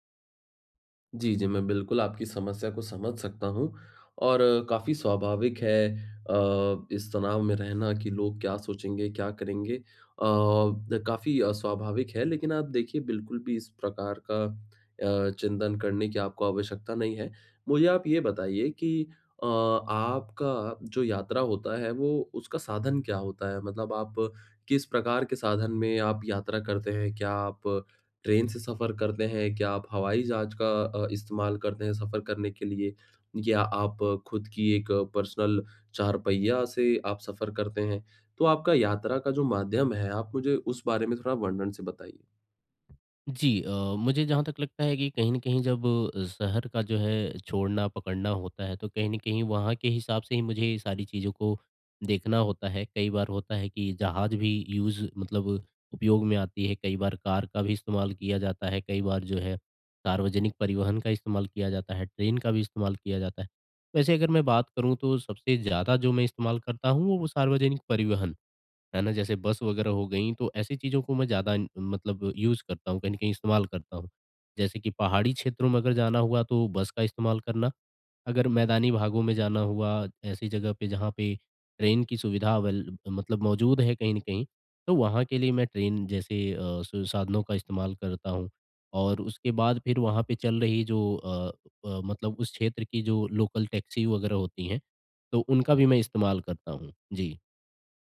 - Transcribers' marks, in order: in English: "ट्रेन"; in English: "पर्सनल"; tapping; in English: "यूज़"; in English: "यूज़"; in English: "लोकल टैक्सी"
- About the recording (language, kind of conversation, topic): Hindi, advice, यात्रा के दौरान तनाव और चिंता को कम करने के लिए मैं क्या करूँ?